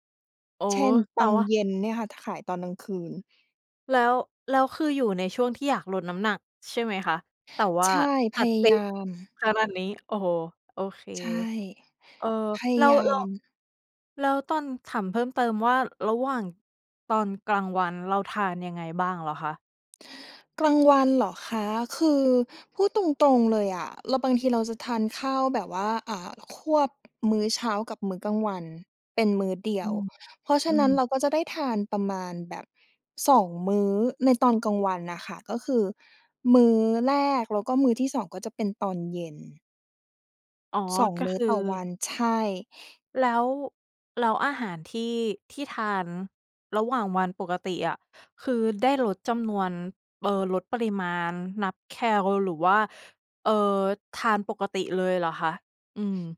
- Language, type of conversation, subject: Thai, advice, อยากลดน้ำหนักแต่หิวยามดึกและกินจุบจิบบ่อย ควรทำอย่างไร?
- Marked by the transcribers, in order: tapping; other background noise